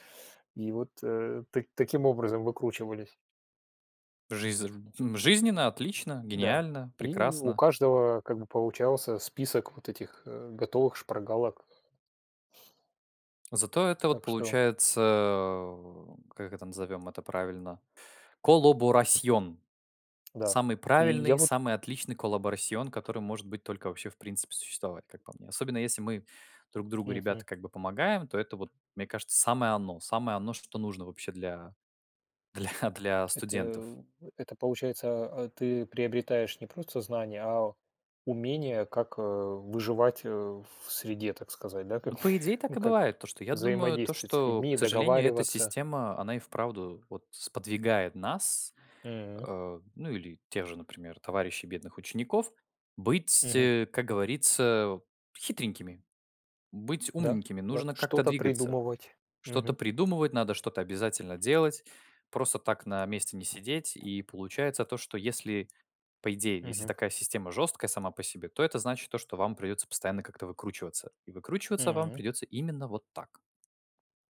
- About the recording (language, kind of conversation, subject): Russian, unstructured, Почему так много школьников списывают?
- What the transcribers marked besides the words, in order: drawn out: "получается"; in Spanish: "колоборасьон"; "colaboración" said as "колоборасьон"; in Spanish: "colaboración"; other background noise; laughing while speaking: "для"; chuckle; tapping